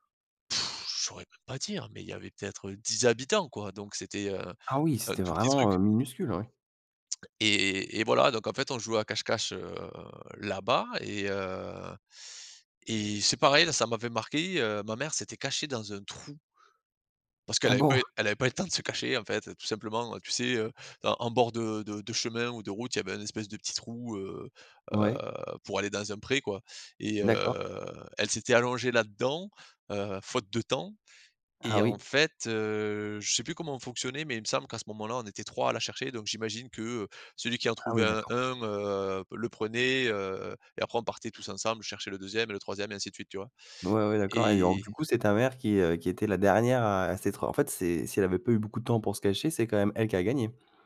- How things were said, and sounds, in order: scoff; other background noise; laughing while speaking: "de se cacher"; drawn out: "heu"; tapping
- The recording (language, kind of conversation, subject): French, podcast, Quel est ton plus beau souvenir en famille ?